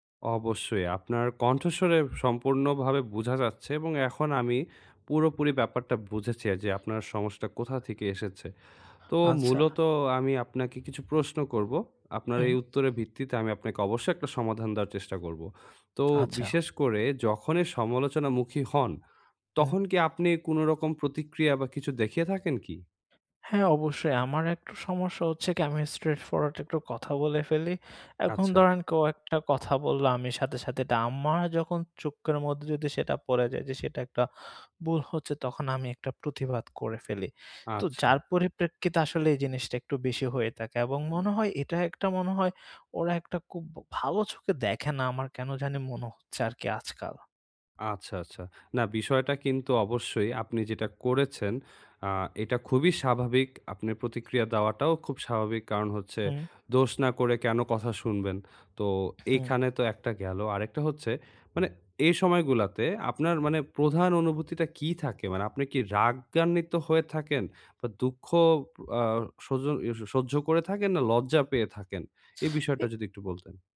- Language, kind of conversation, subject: Bengali, advice, অপ্রয়োজনীয় সমালোচনার মুখে কীভাবে আত্মসম্মান বজায় রেখে নিজেকে রক্ষা করতে পারি?
- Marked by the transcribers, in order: other background noise; "ধরেন" said as "দরেন"; "আমার" said as "আম্মার"; "চোখের" said as "চোক্কের"; "ভুল" said as "বূল"; "থাকে" said as "তাকে"; "খুব" said as "কুব"; sneeze